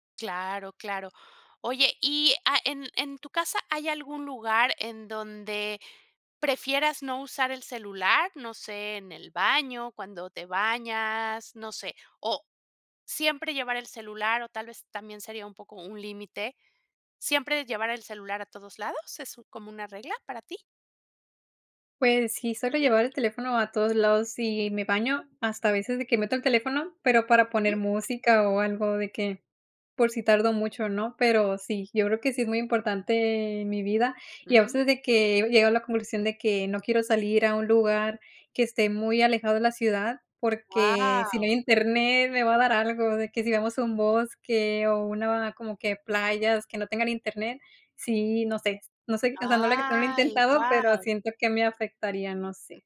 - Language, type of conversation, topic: Spanish, podcast, ¿Hasta dónde dejas que el móvil controle tu día?
- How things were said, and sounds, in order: tapping